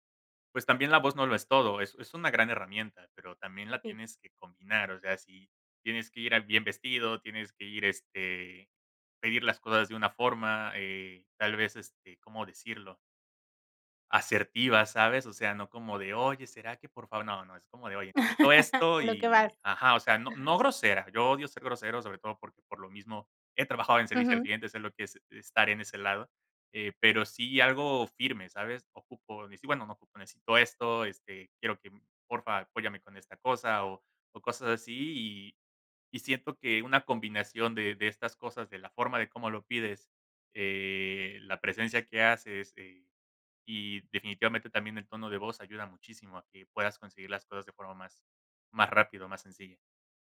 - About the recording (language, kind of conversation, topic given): Spanish, podcast, ¿Te ha pasado que te malinterpretan por tu tono de voz?
- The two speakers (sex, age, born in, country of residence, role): female, 40-44, Mexico, Mexico, host; male, 30-34, Mexico, Mexico, guest
- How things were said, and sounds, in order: laugh